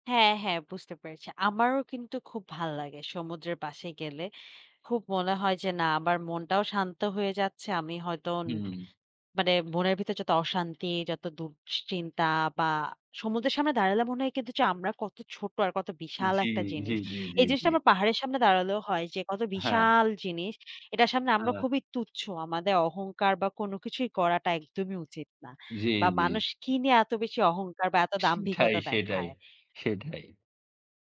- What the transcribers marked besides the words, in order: other background noise; drawn out: "বিশাল"; laughing while speaking: "সেটাই"
- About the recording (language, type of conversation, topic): Bengali, unstructured, আপনি নতুন জায়গায় যেতে কেন পছন্দ করেন?